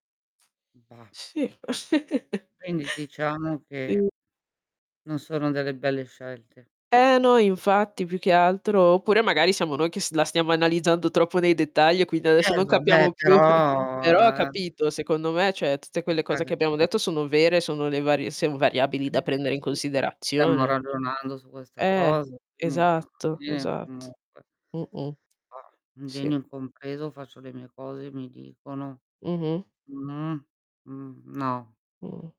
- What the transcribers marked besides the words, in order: distorted speech; chuckle; chuckle; tapping; unintelligible speech; "son" said as "sen"; unintelligible speech; unintelligible speech
- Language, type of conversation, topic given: Italian, unstructured, Preferiresti essere un genio incompreso o una persona comune amata da tutti?